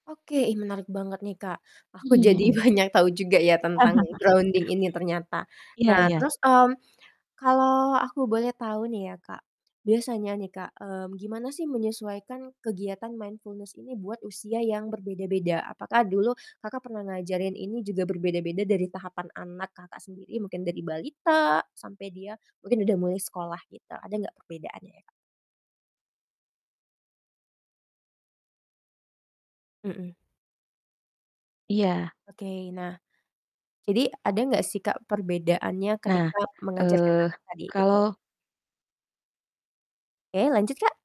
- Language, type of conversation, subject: Indonesian, podcast, Bagaimana cara mengajak anak-anak berlatih kesadaran penuh di taman?
- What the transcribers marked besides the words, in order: laughing while speaking: "banyak"; laugh; in English: "grounding"; in English: "mindfulness"; distorted speech